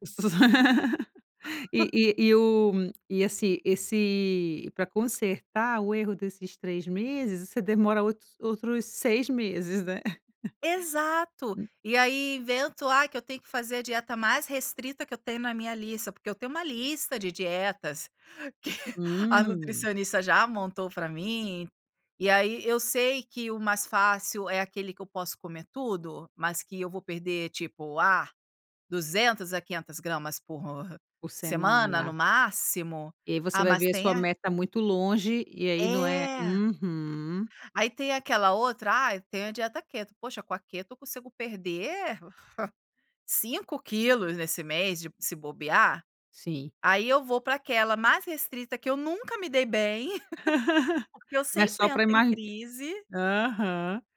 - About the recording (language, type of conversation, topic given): Portuguese, advice, Como o perfeccionismo está atrasando o progresso das suas metas?
- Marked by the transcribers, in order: laugh; tapping; chuckle; unintelligible speech; chuckle; laugh; chuckle